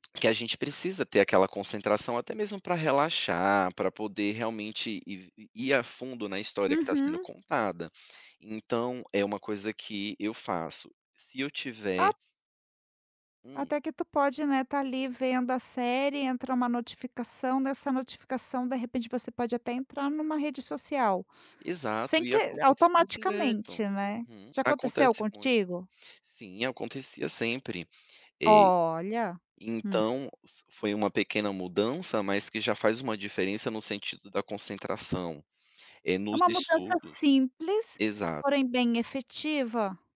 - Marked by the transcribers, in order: tapping
- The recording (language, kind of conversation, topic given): Portuguese, podcast, Que pequenas mudanças todo mundo pode adotar já?